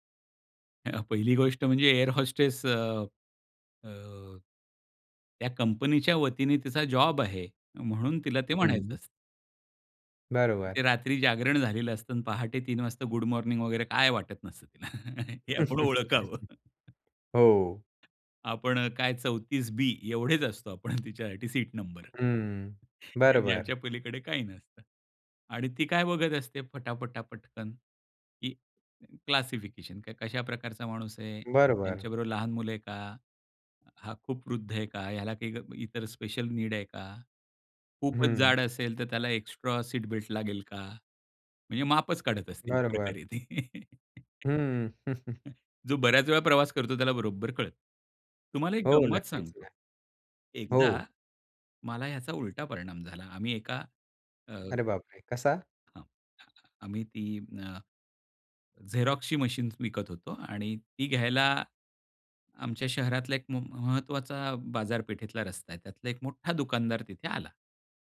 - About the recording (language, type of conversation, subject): Marathi, podcast, खऱ्या आणि बनावट हसण्यातला फरक कसा ओळखता?
- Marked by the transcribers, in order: in English: "गुड मॉर्निंग"; chuckle; laughing while speaking: "हे आपण ओळखावं"; other background noise; laughing while speaking: "आपण तिच्यासाठी सीट नंबर"; in English: "क्लासिफिकेशन"; in English: "नीड"; in English: "बेल्ट"; chuckle